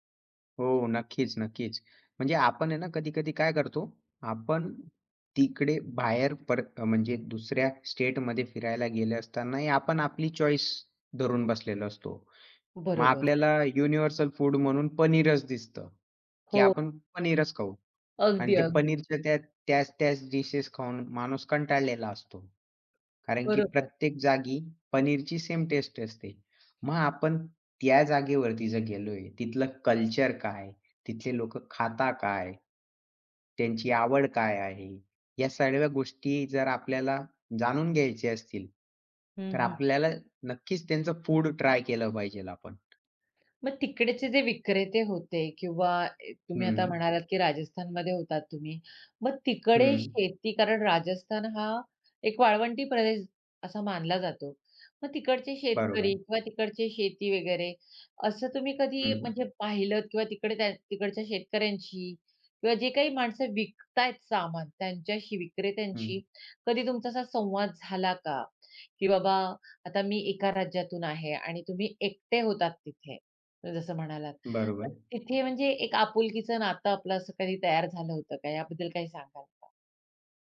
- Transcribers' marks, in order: other background noise; in English: "चॉईस"; "पाहिजे" said as "पाहिजेल"; tapping
- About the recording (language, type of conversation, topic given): Marathi, podcast, एकट्याने स्थानिक खाण्याचा अनुभव तुम्हाला कसा आला?